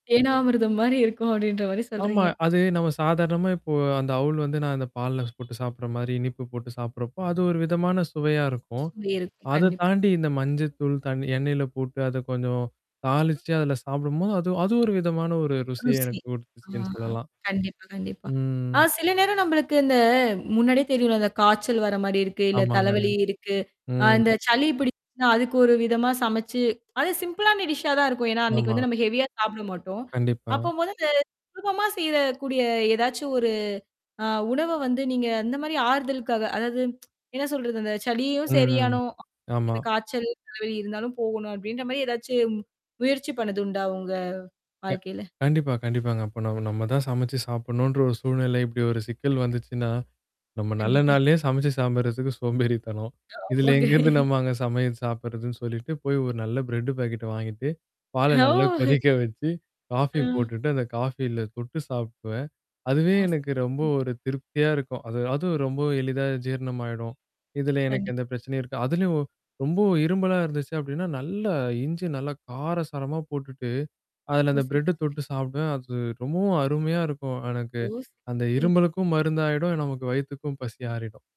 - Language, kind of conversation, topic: Tamil, podcast, நேரமில்லாதபோது உடனடியாகச் செய்து சாப்பிடக்கூடிய எளிய ஆறுதல் உணவு எது?
- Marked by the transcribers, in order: static; horn; mechanical hum; distorted speech; drawn out: "ம்"; tapping; drawn out: "ம்"; in English: "சிம்பிளான டிஷ்ஷா"; in English: "ஹெவியா"; tsk; chuckle; other background noise; "இரும்மலா" said as "இரும்பலா"